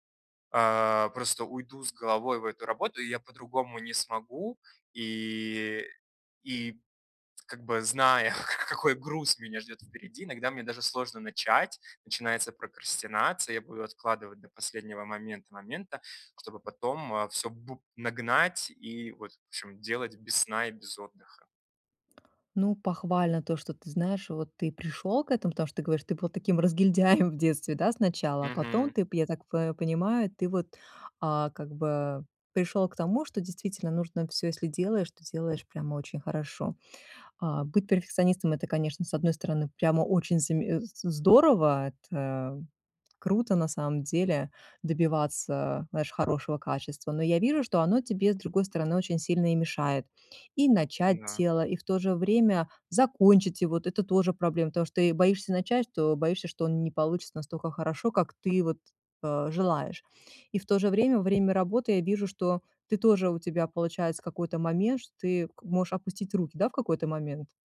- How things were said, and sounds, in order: laughing while speaking: "зная, ка какой"; tapping; laughing while speaking: "разгильдяем"
- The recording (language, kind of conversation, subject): Russian, advice, Как перестать позволять внутреннему критику подрывать мою уверенность и решимость?